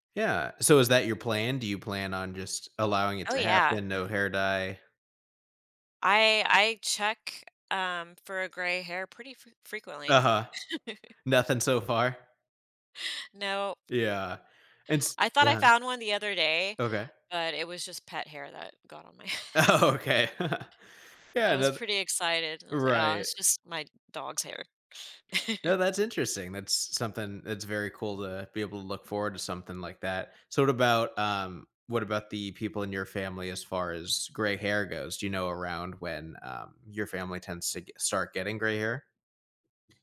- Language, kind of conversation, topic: English, advice, How can I mark my milestone birthday meaningfully while reflecting on my life?
- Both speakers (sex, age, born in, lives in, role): female, 45-49, United States, United States, user; male, 25-29, United States, United States, advisor
- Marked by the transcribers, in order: chuckle; laughing while speaking: "head"; laughing while speaking: "Oh"; chuckle; other background noise; chuckle